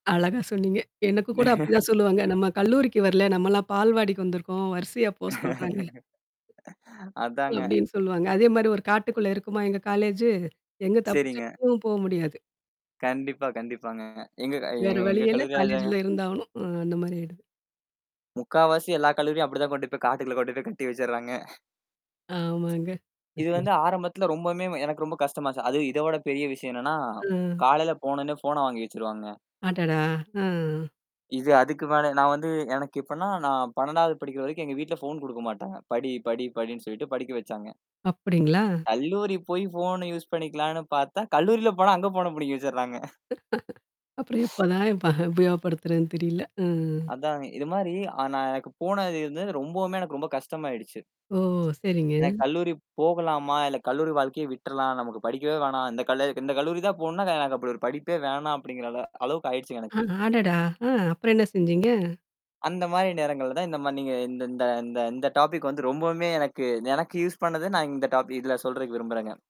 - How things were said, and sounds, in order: static; other background noise; laugh; laugh; laughing while speaking: "அதாங்க"; distorted speech; laughing while speaking: "போ சொல்றாங்க"; tapping; unintelligible speech; laughing while speaking: "முக்காவாசி எல்லா கல்லூரியும் அப்டித்தான் கொண்டு போய் காட்டுக்குள் கொண்டு போய் கட்டி வச்சிட்றாங்க"; train; unintelligible speech; mechanical hum; laughing while speaking: "கல்லூரியில போனா அங்க ஃபோன்ன பிடுங்கி வச்சுடுறாங்க"; sniff; in English: "டாபிக்"
- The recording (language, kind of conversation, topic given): Tamil, podcast, அன்றாட வாழ்க்கையின் சாதாரண நிகழ்வுகளிலேயே மகிழ்ச்சியை எப்படிக் கண்டுபிடிக்கலாம்?